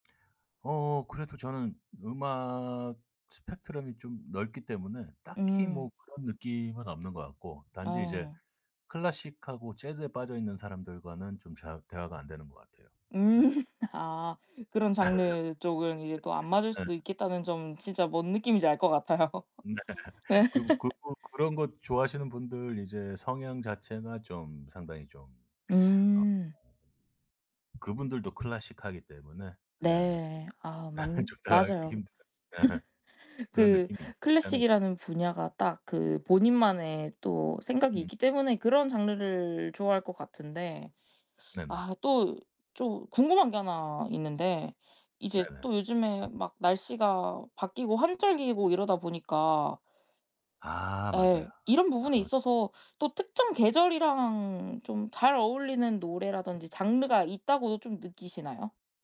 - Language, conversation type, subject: Korean, podcast, 좋아하는 음악 장르가 무엇이고, 그 장르의 어떤 점이 매력적이라고 느끼시나요?
- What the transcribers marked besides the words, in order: laughing while speaking: "음"; laugh; laughing while speaking: "네"; laughing while speaking: "같아요. 네"; other background noise; teeth sucking; laughing while speaking: "예 좀 다가가기 힘들어요. 네"; laugh; tapping